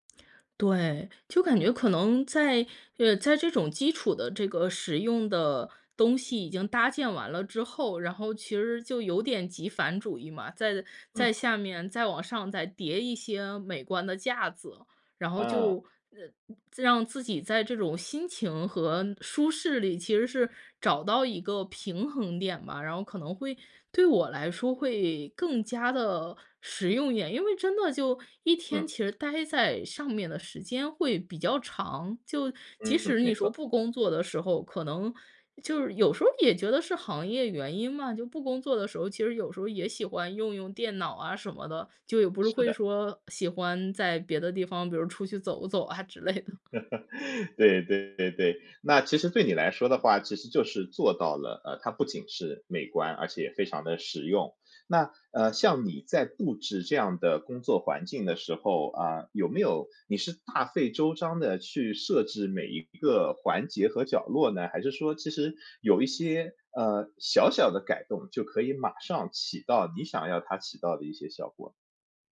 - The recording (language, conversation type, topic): Chinese, podcast, 你会如何布置你的工作角落，让自己更有干劲？
- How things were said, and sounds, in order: laughing while speaking: "啊之类的"; other background noise; chuckle